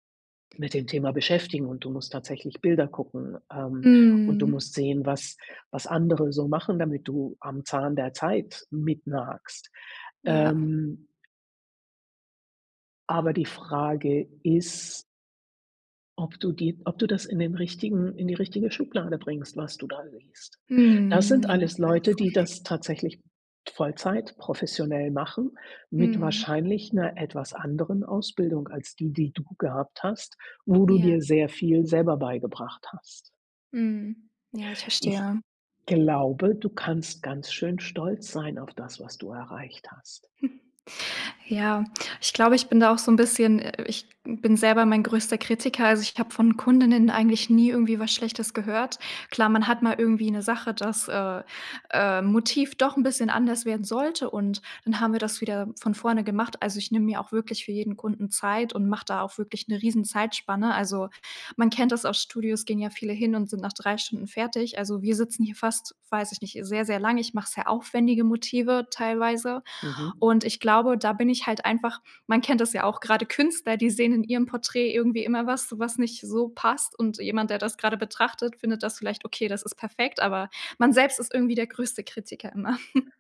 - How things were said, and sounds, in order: other noise; snort; snort
- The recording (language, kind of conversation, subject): German, advice, Wie blockiert der Vergleich mit anderen deine kreative Arbeit?